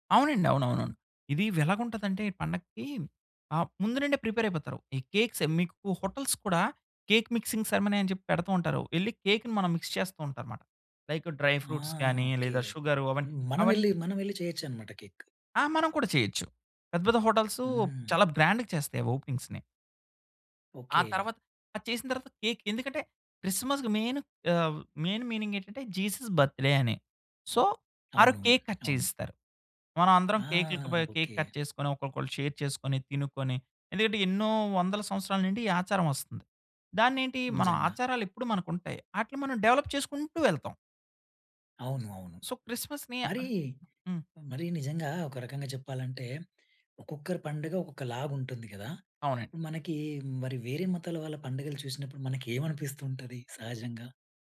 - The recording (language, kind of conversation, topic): Telugu, podcast, పండుగల సమయంలో ఇంటి ఏర్పాట్లు మీరు ఎలా ప్రణాళిక చేసుకుంటారు?
- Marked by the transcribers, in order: "ఎలాగుంటదంటే" said as "వెలాగుంటదంటే"; in English: "ప్రిపేర్"; in English: "కేక్ సెరమనీకు హోటల్స్"; in English: "కేక్ మిక్సింగ్ సరిమనీ"; in English: "మిక్స్"; in English: "లైక్ డ్రై ఫ్రూట్స్"; in English: "షుగర్"; in English: "గ్రాండ్‌గా"; in English: "ఒపెనింగ్స్‌ని"; in English: "కేక్"; in English: "మెయిన్"; in English: "మెయిన్ మీనింగ్"; in English: "బర్త్‌డే"; in English: "సో"; in English: "కేక్ కట్"; tapping; in English: "కేక్ కట్"; in English: "షేర్"; in English: "డెవలప్"; in English: "సో"